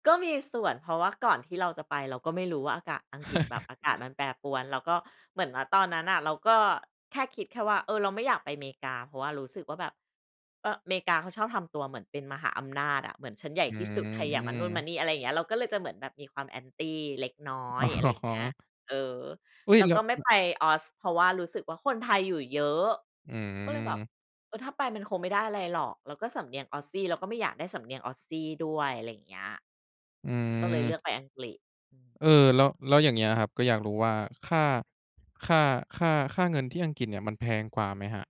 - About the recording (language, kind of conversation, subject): Thai, podcast, เล่าเรื่องการเดินทางที่ประทับใจที่สุดของคุณให้ฟังหน่อยได้ไหม?
- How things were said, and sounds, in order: chuckle; laughing while speaking: "อ๋อ"